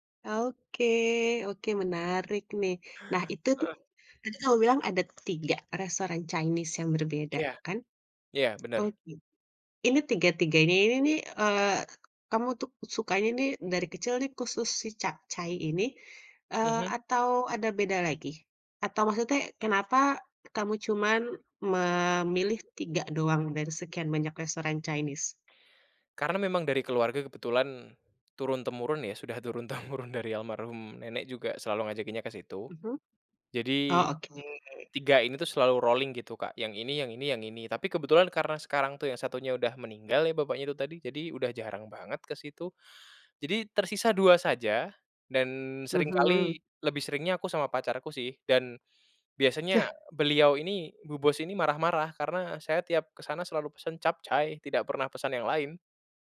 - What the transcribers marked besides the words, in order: in English: "Chinese"; in English: "Chinese?"; in English: "rolling"
- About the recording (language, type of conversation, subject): Indonesian, podcast, Ceritakan makanan favoritmu waktu kecil, dong?